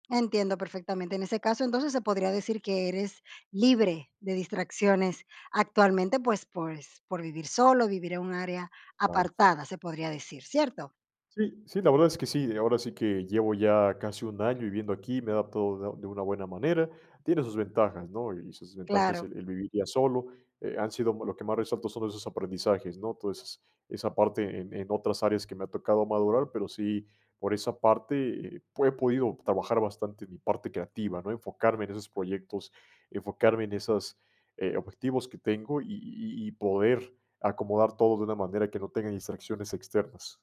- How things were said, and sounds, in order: tapping
- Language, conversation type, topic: Spanish, podcast, ¿Qué límites pones para proteger tu tiempo creativo?